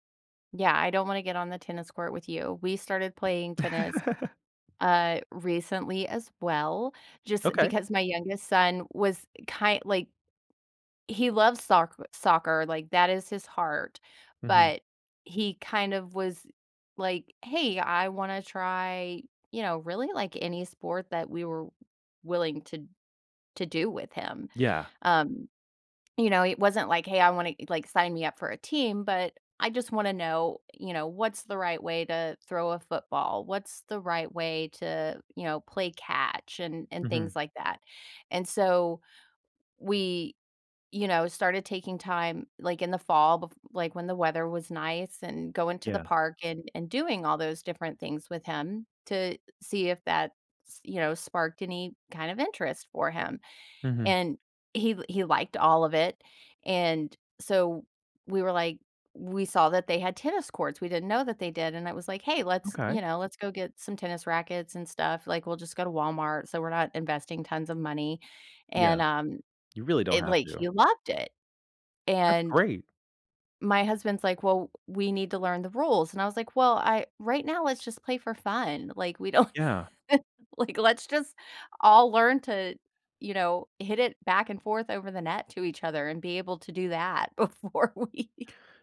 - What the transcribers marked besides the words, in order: other background noise; laugh; tapping; laughing while speaking: "we don't like, let's just"; laughing while speaking: "before we"
- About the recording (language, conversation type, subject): English, unstructured, How do I handle envy when someone is better at my hobby?
- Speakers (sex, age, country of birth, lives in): female, 45-49, United States, United States; male, 30-34, United States, United States